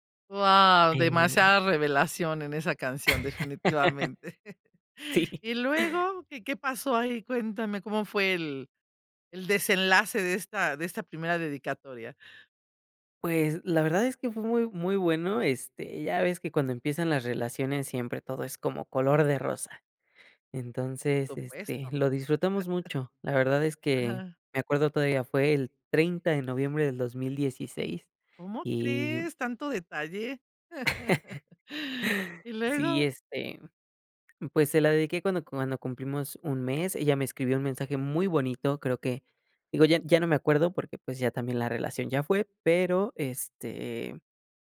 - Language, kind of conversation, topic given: Spanish, podcast, ¿Qué canción asocias con tu primer amor?
- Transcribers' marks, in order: laugh; chuckle; laughing while speaking: "Sí"; other noise; chuckle; laugh; other background noise; laugh